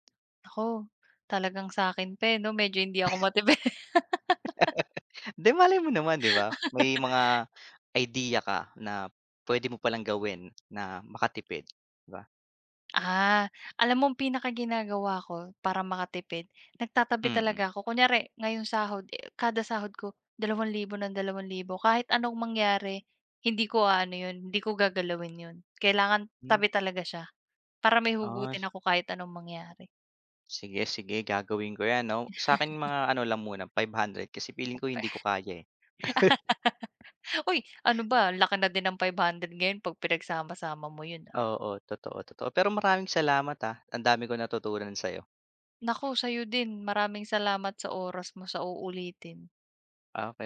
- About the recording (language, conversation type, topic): Filipino, unstructured, Ano ang pakiramdam mo kapag malaki ang natitipid mo?
- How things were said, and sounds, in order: cough; laughing while speaking: "matipid"; chuckle; laugh; chuckle; tapping; chuckle; unintelligible speech; laugh; chuckle